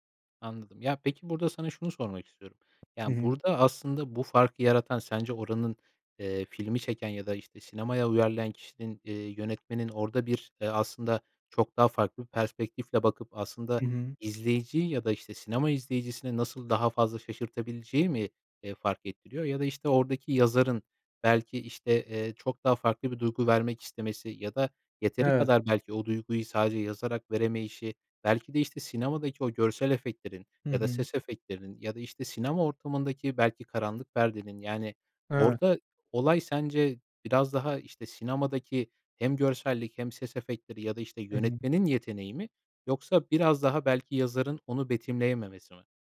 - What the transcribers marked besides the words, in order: tapping
- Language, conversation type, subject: Turkish, podcast, Bir kitabı filme uyarlasalar, filmde en çok neyi görmek isterdin?